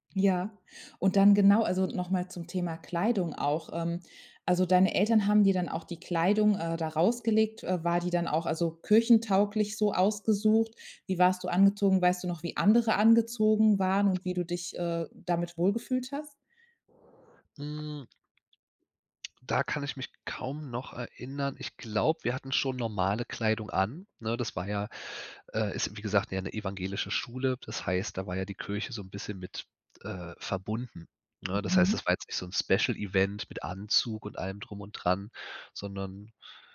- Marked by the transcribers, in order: other background noise; in English: "Special Event"
- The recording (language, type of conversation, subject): German, podcast, Kannst du von deinem ersten Schultag erzählen?